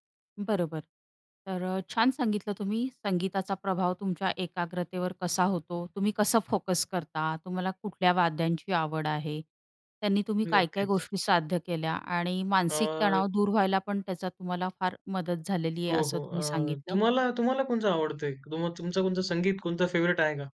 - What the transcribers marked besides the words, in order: in English: "फेव्हराइट"
- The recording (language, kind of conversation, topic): Marathi, podcast, संगीताचा प्रभाव तुमच्या एकाग्रतेवर कसा असतो?